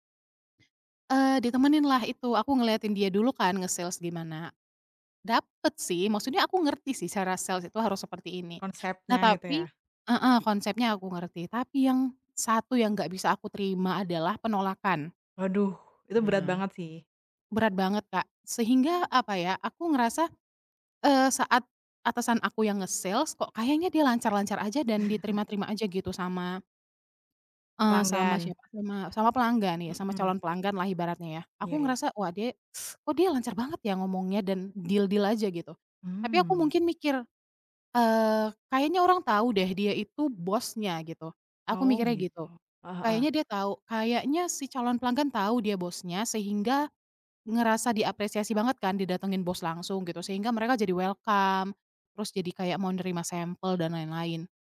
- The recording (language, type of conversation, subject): Indonesian, podcast, Pernahkah kamu mengalami kelelahan kerja berlebihan, dan bagaimana cara mengatasinya?
- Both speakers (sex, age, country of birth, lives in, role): female, 25-29, Indonesia, Indonesia, host; female, 30-34, Indonesia, Indonesia, guest
- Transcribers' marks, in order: other background noise; in English: "nge-sales"; in English: "sales"; in English: "nge-sales"; chuckle; teeth sucking; in English: "deal-deal"; in English: "welcome"